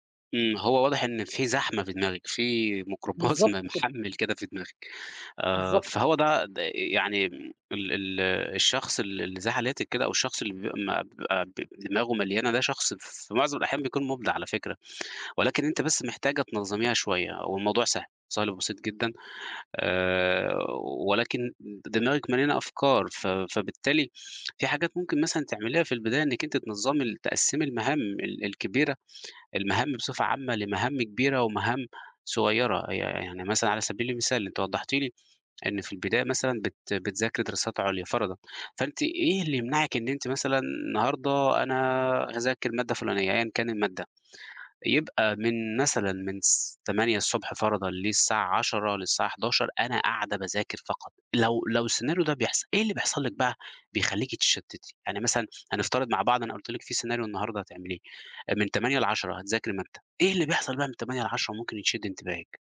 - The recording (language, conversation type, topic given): Arabic, advice, ليه بفضل أأجل مهام مهمة رغم إني ناوي أخلصها؟
- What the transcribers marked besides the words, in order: laughing while speaking: "ميكروباص م محَمِّل"